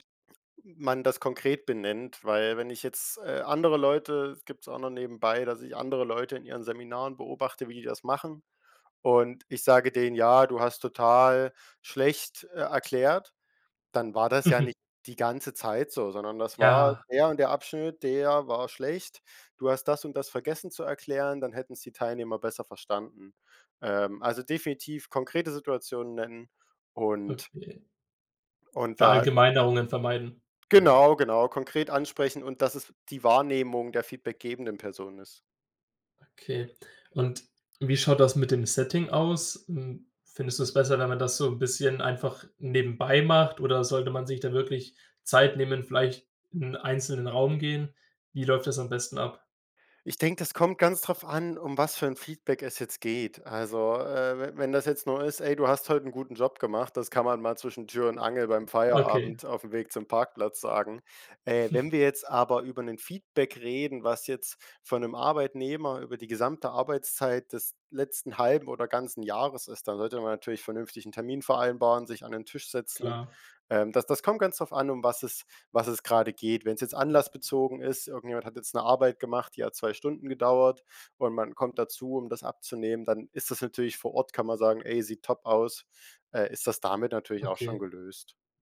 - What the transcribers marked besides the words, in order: chuckle; in English: "Setting"; other background noise; chuckle
- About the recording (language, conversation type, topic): German, podcast, Wie kannst du Feedback nutzen, ohne dich kleinzumachen?